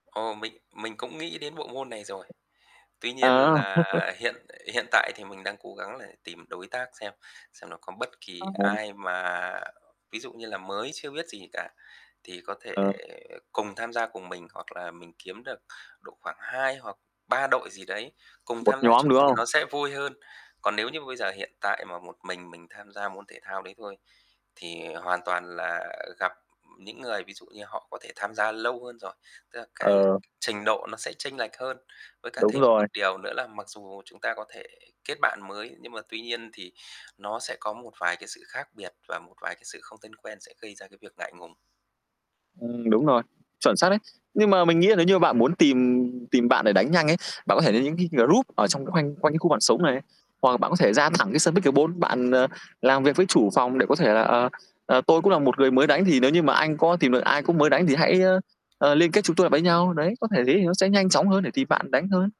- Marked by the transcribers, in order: static; tapping; laugh; unintelligible speech; distorted speech; in English: "group"
- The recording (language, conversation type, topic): Vietnamese, unstructured, Bạn có kỷ niệm vui nào liên quan đến thể thao không?
- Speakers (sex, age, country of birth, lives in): male, 25-29, Vietnam, Vietnam; male, 30-34, Vietnam, Vietnam